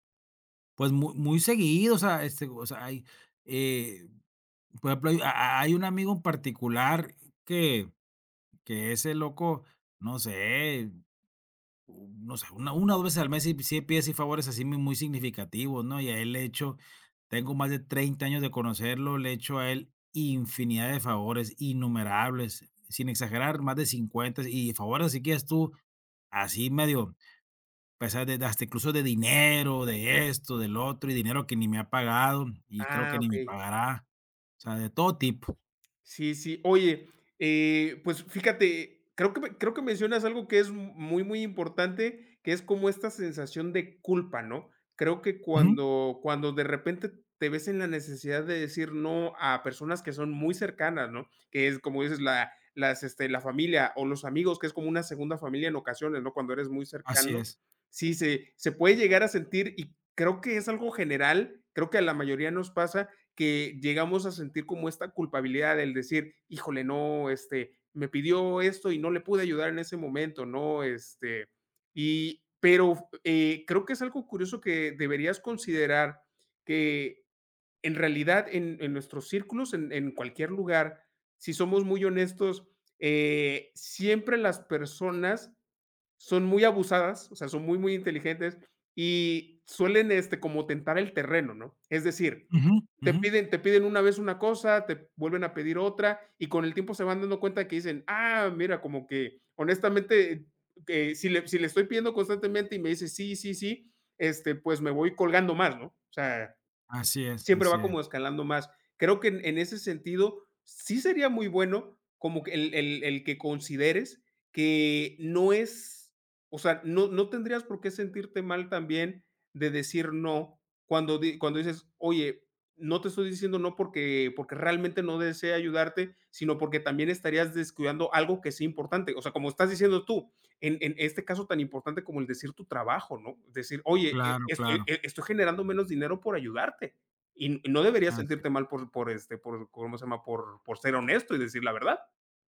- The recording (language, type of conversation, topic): Spanish, advice, ¿Cómo puedo aprender a decir que no cuando me piden favores o me hacen pedidos?
- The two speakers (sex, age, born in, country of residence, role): male, 40-44, Mexico, Mexico, advisor; male, 45-49, Mexico, Mexico, user
- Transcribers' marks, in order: tapping